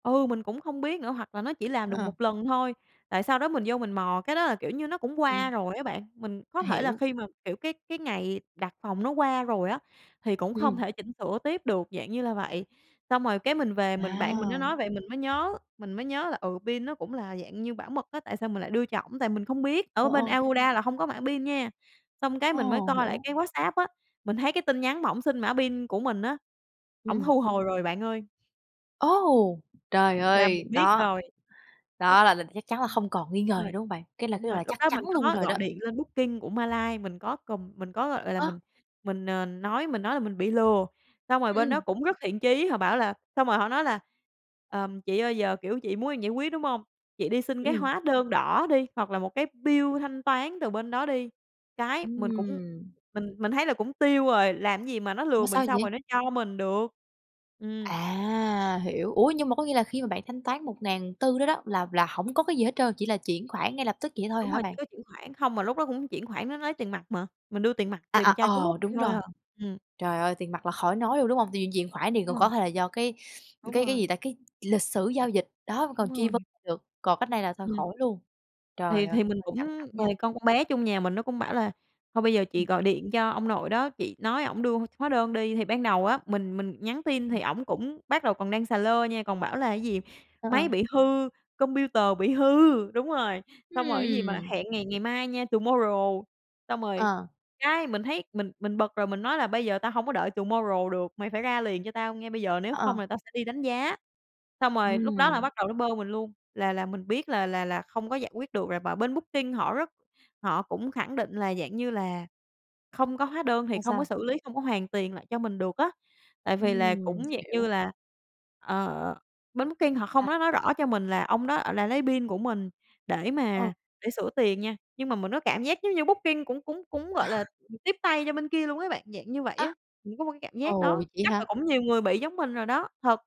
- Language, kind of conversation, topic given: Vietnamese, podcast, Bạn rút ra bài học gì từ lần bị lừa đảo khi đi du lịch?
- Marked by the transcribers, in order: other background noise; in English: "pin"; in English: "pin"; tapping; in English: "pin"; in English: "bill"; horn; in English: "computer"; in English: "tomorrow"; in English: "tomorrow"; in English: "pin"; chuckle